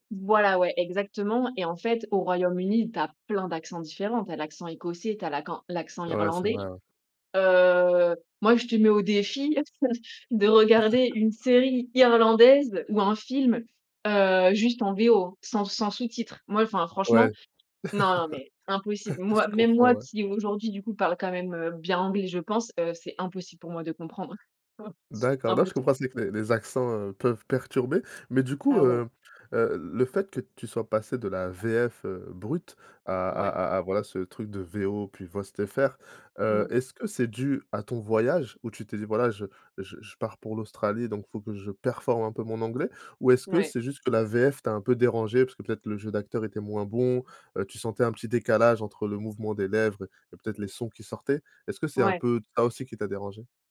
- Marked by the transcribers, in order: "l'accent-" said as "l'akent"; other background noise; drawn out: "Heu"; chuckle; chuckle; chuckle; stressed: "performe"; stressed: "bon"
- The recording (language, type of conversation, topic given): French, podcast, Tu regardes les séries étrangères en version originale sous-titrée ou en version doublée ?